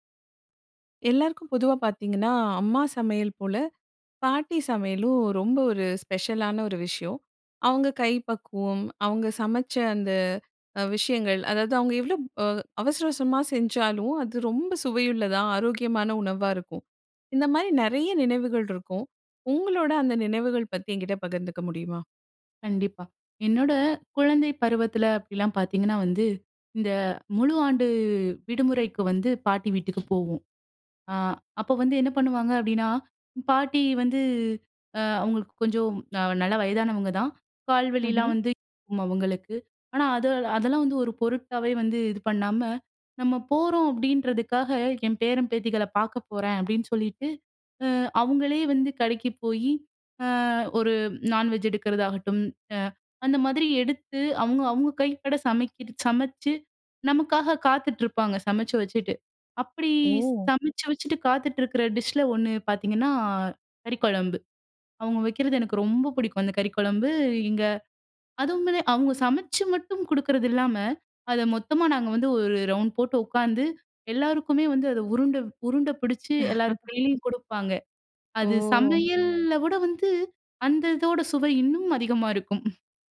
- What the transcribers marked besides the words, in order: other background noise; unintelligible speech; lip smack; in English: "நான்வெஜ்"; in English: "டிஷ்ல"; laugh
- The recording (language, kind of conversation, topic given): Tamil, podcast, பாட்டி சமையல் செய்யும்போது உங்களுக்கு மறக்க முடியாத பரபரப்பான சம்பவம் ஒன்றைச் சொல்ல முடியுமா?